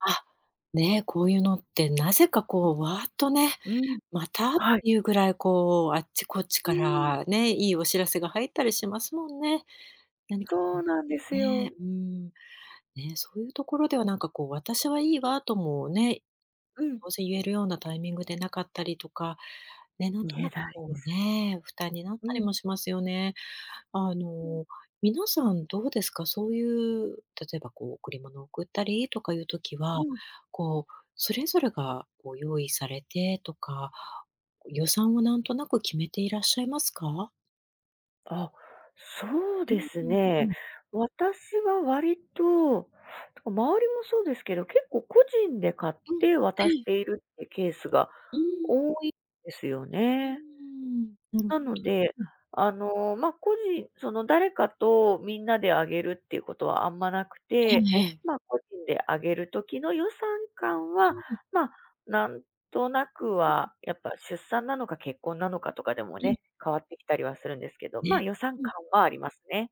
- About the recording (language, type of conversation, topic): Japanese, advice, ギフトや誘いを断れず無駄に出費が増える
- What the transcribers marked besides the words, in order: other background noise